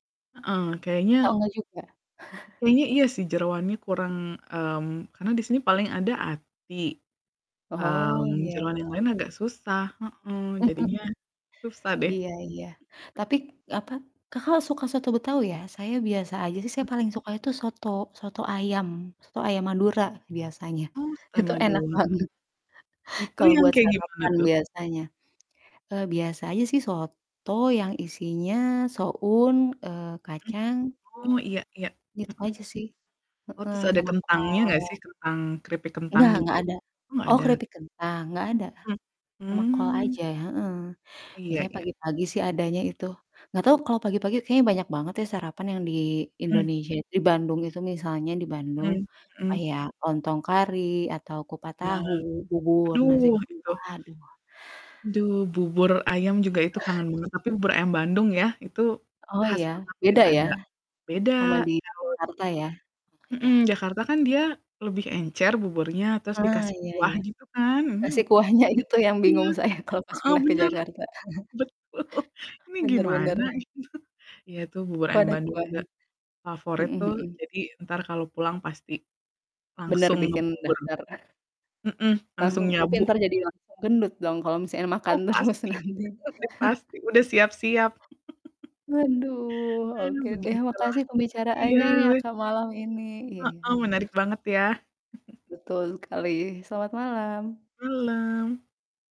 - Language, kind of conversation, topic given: Indonesian, unstructured, Apa makanan favorit Anda, dan apa yang membuatnya istimewa?
- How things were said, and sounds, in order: static; chuckle; chuckle; distorted speech; laughing while speaking: "banget"; unintelligible speech; unintelligible speech; sneeze; unintelligible speech; laughing while speaking: "saya"; laughing while speaking: "Betul"; chuckle; laughing while speaking: "gitu"; chuckle; chuckle; laughing while speaking: "terus nanti"; chuckle; laugh; drawn out: "Aduh"; chuckle